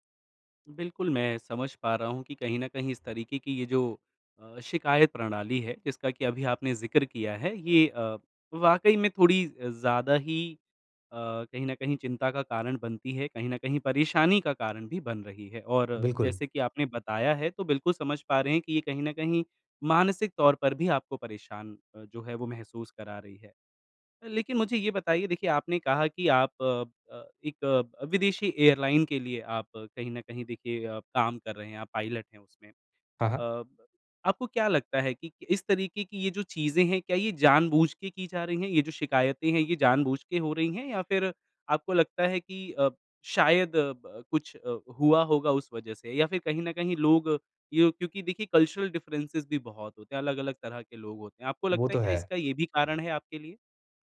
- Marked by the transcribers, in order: in English: "एयरलाइन"; in English: "कल्चरल डिफ़रेंसेज़"
- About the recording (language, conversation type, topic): Hindi, advice, नई नौकरी और अलग कामकाजी वातावरण में ढलने का आपका अनुभव कैसा रहा है?